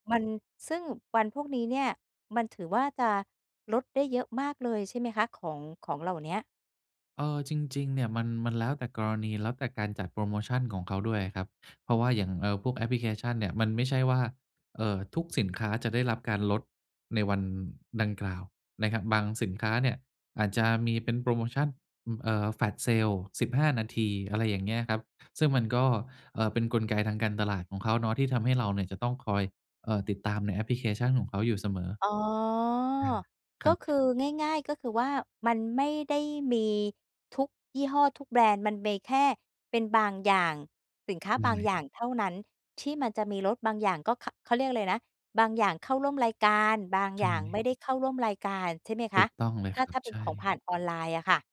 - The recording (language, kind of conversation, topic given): Thai, advice, จะช้อปของจำเป็นและเสื้อผ้าให้คุ้มค่าภายใต้งบประมาณจำกัดได้อย่างไร?
- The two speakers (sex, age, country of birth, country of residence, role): female, 50-54, Thailand, Thailand, user; male, 50-54, Thailand, Thailand, advisor
- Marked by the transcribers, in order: in English: "Flash Sale"; drawn out: "อ๋อ"; other background noise; tapping